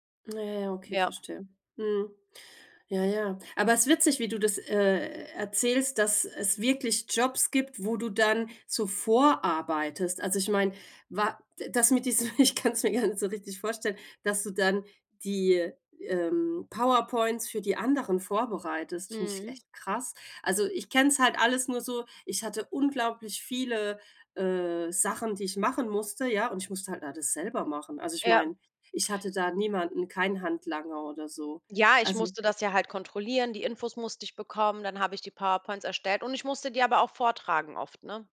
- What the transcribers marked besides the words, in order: chuckle; laughing while speaking: "ich kann's mir gar nicht so richtig"
- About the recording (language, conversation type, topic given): German, unstructured, Wie entscheidest du dich für eine berufliche Laufbahn?